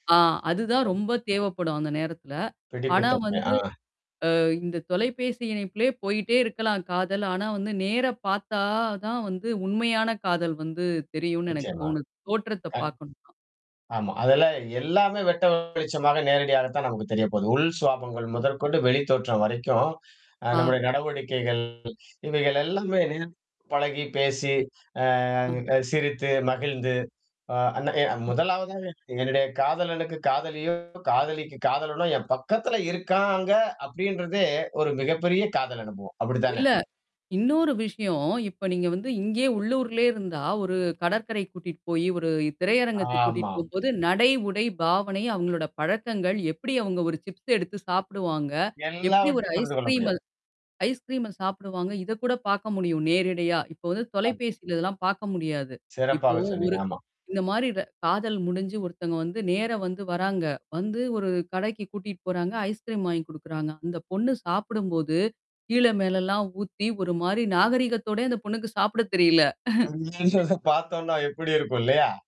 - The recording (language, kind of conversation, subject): Tamil, podcast, இணைய வழி குரல் அழைப்புகளிலும் காணொலி உரையாடல்களிலும், ஒருவருடன் உள்ள மனநெருக்கத்தை நீங்கள் எப்படிப் உணர்கிறீர்கள்?
- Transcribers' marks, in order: other noise; distorted speech; unintelligible speech; "நேரடியா" said as "நேரிடையா"; unintelligible speech; chuckle